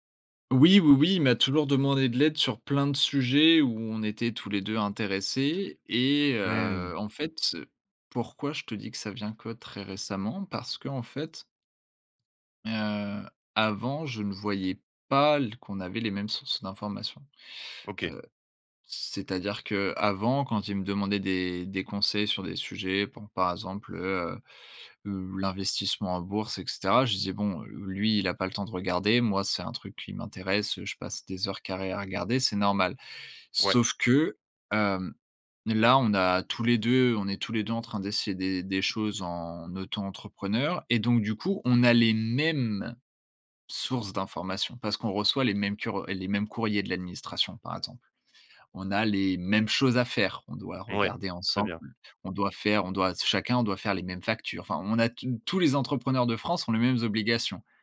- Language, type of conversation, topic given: French, advice, Comment poser des limites à un ami qui te demande trop de temps ?
- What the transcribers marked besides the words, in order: stressed: "mêmes"